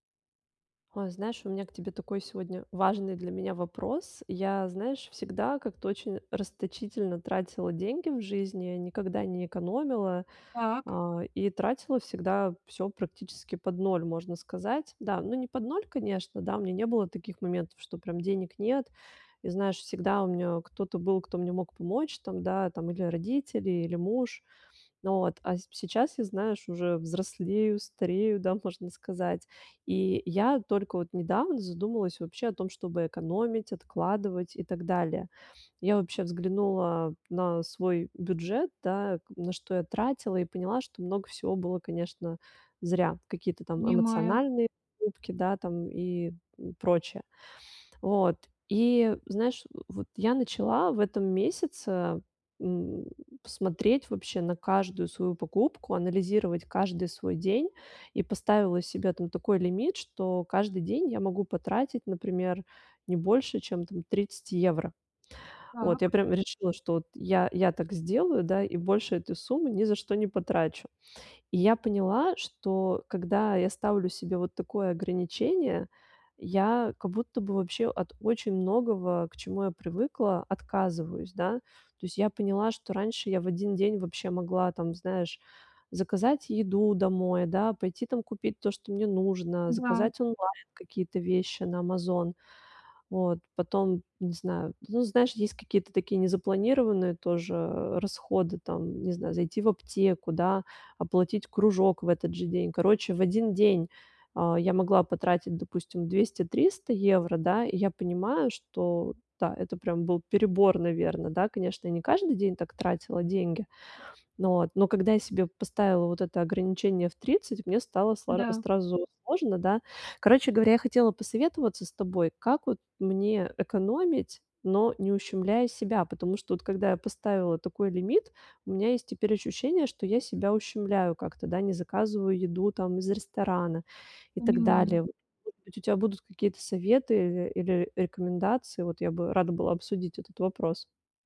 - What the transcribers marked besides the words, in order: none
- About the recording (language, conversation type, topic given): Russian, advice, Как мне экономить деньги, не чувствуя себя лишённым и несчастным?